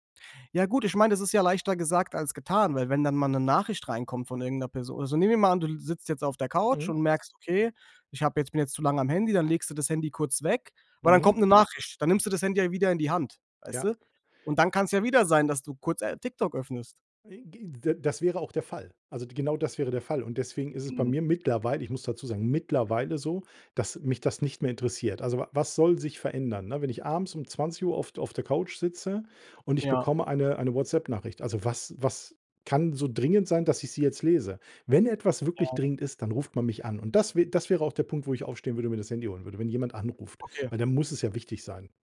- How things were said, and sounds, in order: other background noise
- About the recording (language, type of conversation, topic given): German, podcast, Wie gehst du im Alltag mit Smartphone-Sucht um?